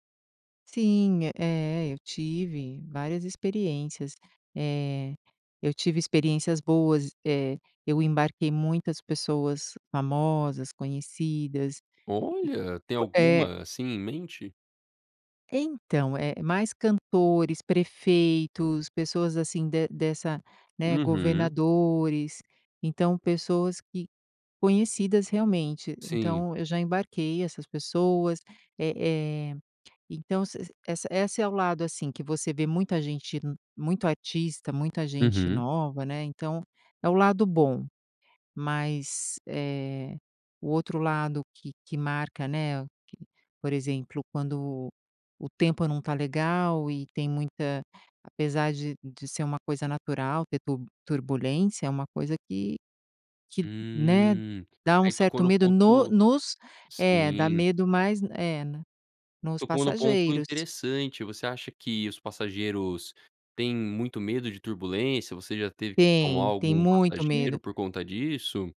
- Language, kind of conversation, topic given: Portuguese, podcast, Quando foi a última vez em que você sentiu medo e conseguiu superá-lo?
- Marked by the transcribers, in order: drawn out: "Hum"; tapping